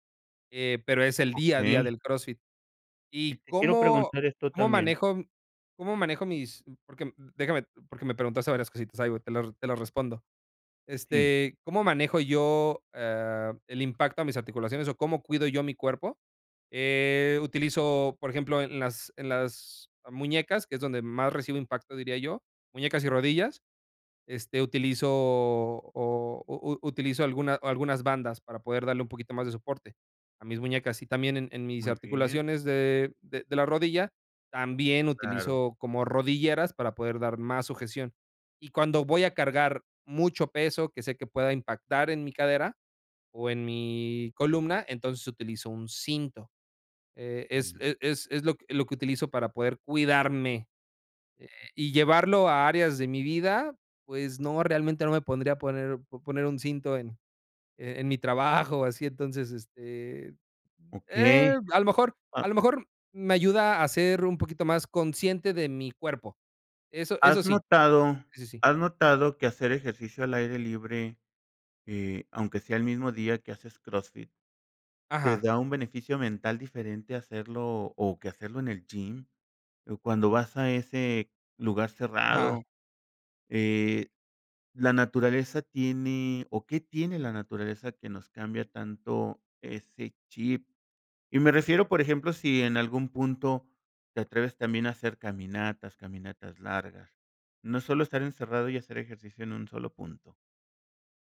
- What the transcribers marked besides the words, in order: stressed: "cuidarme"
- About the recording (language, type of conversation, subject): Spanish, podcast, ¿Qué actividad física te hace sentir mejor mentalmente?